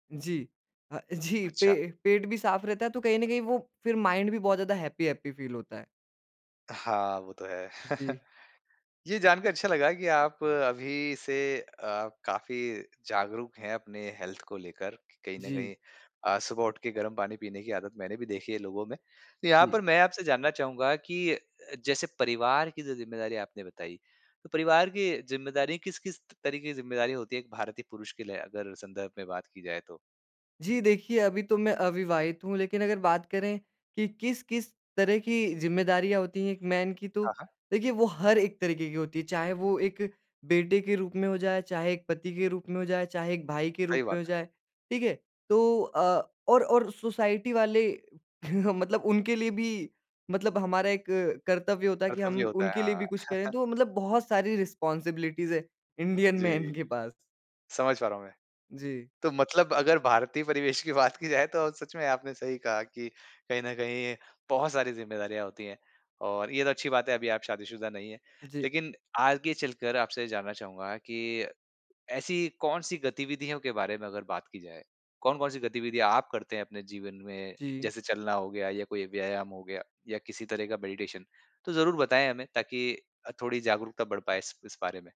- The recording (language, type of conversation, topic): Hindi, podcast, आप किन गतिविधियों को तनाव घटाने में सबसे कारगर पाते हैं?
- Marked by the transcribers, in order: in English: "माइंड"; in English: "हैप्पी-हैप्पी फील"; chuckle; in English: "हेल्थ"; in English: "मैन"; in English: "सोसाइटी"; chuckle; chuckle; in English: "रिस्पॉन्सिबिलिटीज़"; in English: "मैन"; laughing while speaking: "बात"; in English: "मेडिटेशन"